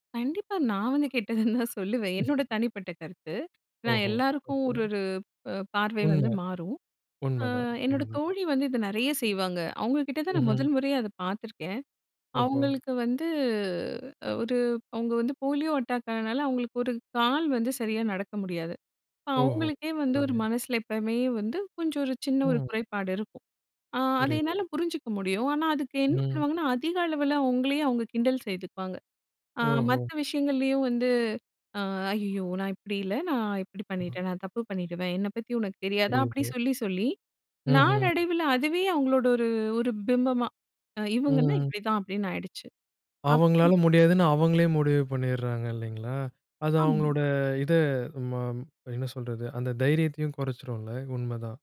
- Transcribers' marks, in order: laughing while speaking: "கண்டிப்பா நான் வந்து கேட்டதுன்னு தான் சொல்லுவேன்"; unintelligible speech; tapping; other background noise; in English: "போலியோ அட்டாக்"; unintelligible speech
- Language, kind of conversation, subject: Tamil, podcast, சுய விமர்சனம் கலாய்ச்சலாக மாறாமல் அதை எப்படிச் செய்யலாம்?